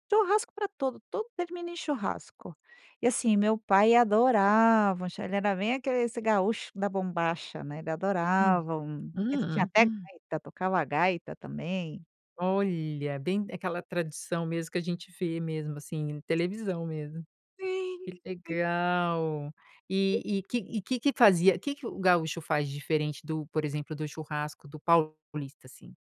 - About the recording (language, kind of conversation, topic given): Portuguese, podcast, Que cheiro de comida imediatamente te transporta no tempo?
- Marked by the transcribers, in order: other noise; tapping